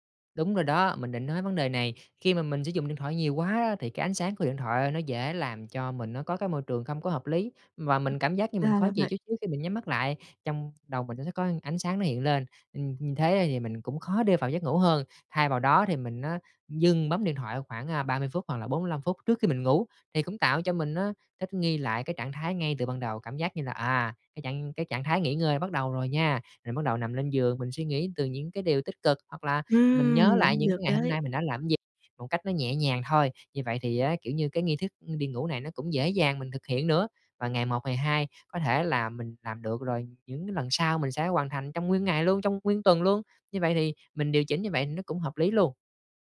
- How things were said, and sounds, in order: other background noise; tapping
- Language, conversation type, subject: Vietnamese, advice, Vì sao tôi không thể duy trì thói quen ngủ đúng giờ?